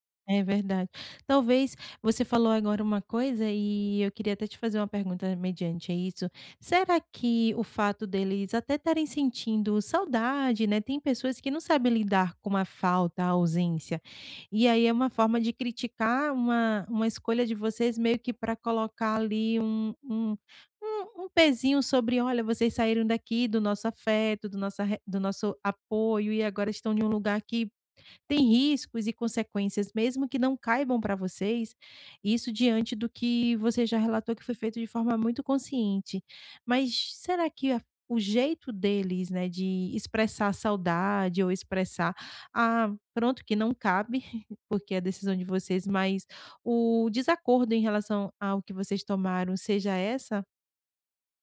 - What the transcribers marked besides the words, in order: chuckle
- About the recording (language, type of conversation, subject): Portuguese, advice, Como posso lidar com críticas constantes de familiares sem me magoar?